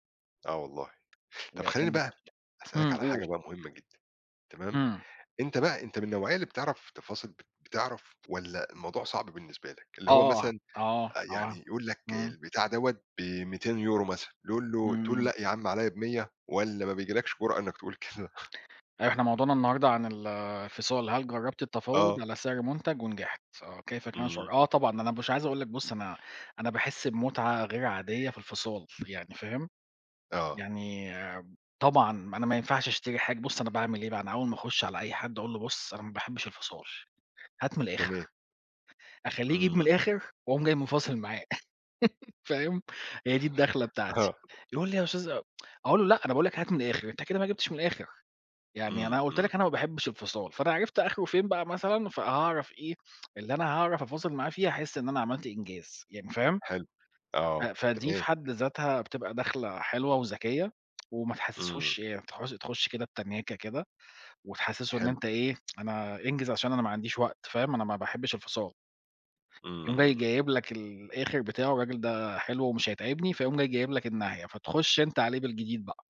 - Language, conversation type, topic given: Arabic, unstructured, هل جرّبت تساوم على سعر حاجة ونجحت؟ كان إحساسك إيه؟
- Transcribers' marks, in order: other background noise; "تقول له" said as "لول له"; laughing while speaking: "كده؟"; laugh; laughing while speaking: "آه"; tsk; tsk